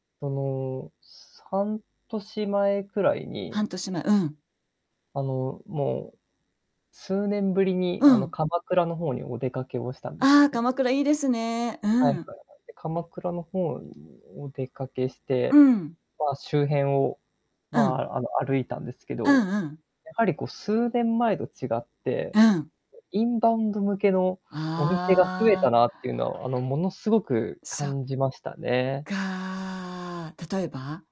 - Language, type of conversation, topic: Japanese, unstructured, 最近のニュースで、いちばん嫌だと感じた出来事は何ですか？
- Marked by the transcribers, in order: distorted speech; drawn out: "ああ"; other background noise; drawn out: "かあ"